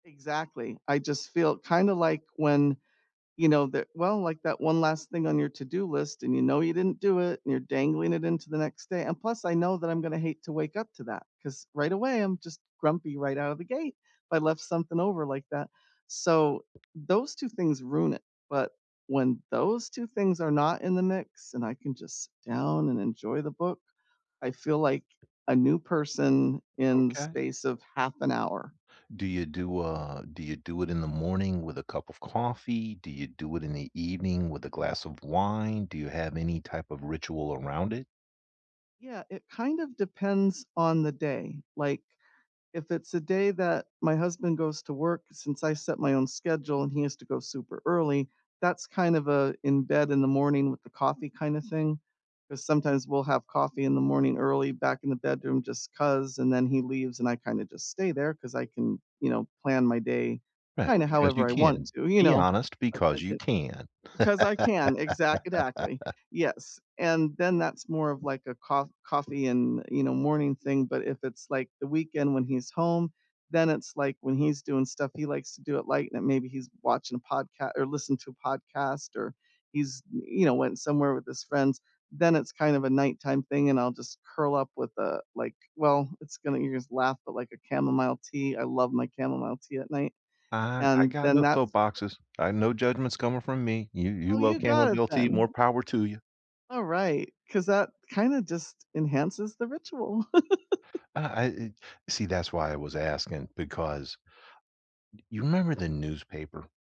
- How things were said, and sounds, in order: tapping; other background noise; "exactly" said as "exactidactly"; chuckle; chuckle
- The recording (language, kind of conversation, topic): English, unstructured, What weekend rituals genuinely help you recharge, and how do you make time to keep them?
- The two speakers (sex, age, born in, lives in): female, 55-59, United States, United States; male, 60-64, United States, United States